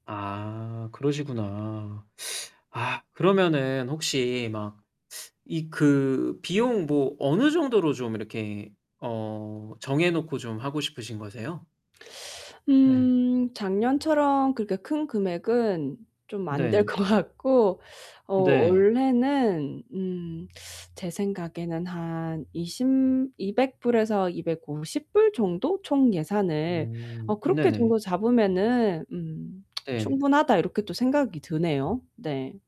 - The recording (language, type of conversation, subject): Korean, advice, 선물·접대 부담으로 과도한 지출을 반복하는 이유는 무엇인가요?
- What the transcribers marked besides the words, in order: static; other background noise; laughing while speaking: "안 될 것 같고"; distorted speech; lip smack